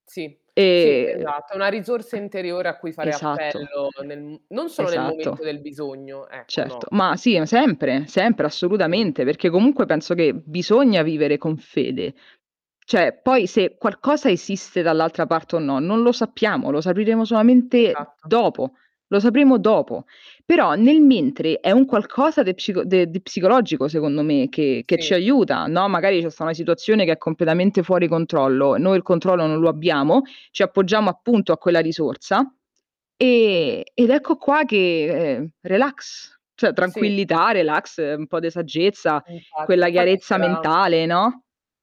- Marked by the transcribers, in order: static; distorted speech; drawn out: "E"; "Cioè" said as "ceh"; "sapremo" said as "sapiremo"; other background noise; "cioè" said as "ceh"
- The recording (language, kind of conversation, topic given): Italian, unstructured, La religione può essere più causa di conflitti che di pace?
- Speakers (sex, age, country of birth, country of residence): female, 25-29, Italy, Italy; female, 30-34, Italy, Italy